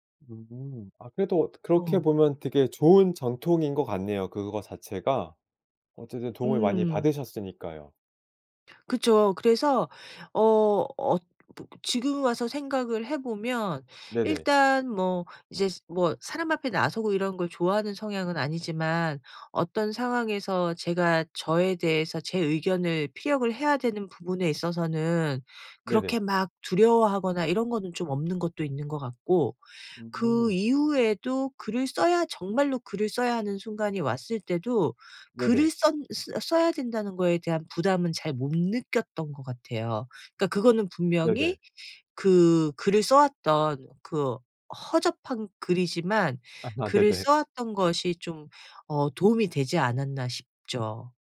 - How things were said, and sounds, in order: other background noise; laughing while speaking: "아 네네"
- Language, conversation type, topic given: Korean, podcast, 집안에서 대대로 이어져 내려오는 전통에는 어떤 것들이 있나요?